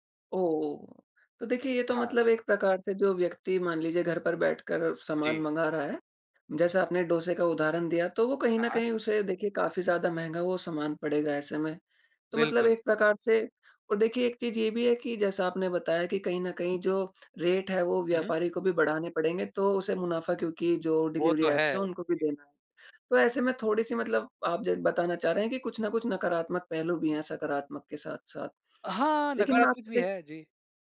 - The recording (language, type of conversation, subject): Hindi, podcast, डिलीवरी ऐप्स ने स्थानीय दुकानों पर क्या असर डाला है?
- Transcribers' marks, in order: in English: "रेट"; in English: "डिलिवरी ऐप्स"